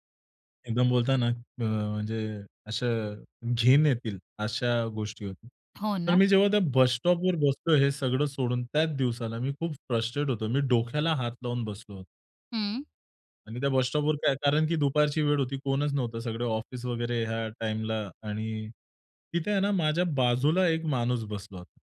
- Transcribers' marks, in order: in Hindi: "घिन"; other background noise; in English: "फ्रस्ट्रेट"
- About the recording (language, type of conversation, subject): Marathi, podcast, रस्त्यावरील एखाद्या अपरिचिताने तुम्हाला दिलेला सल्ला तुम्हाला आठवतो का?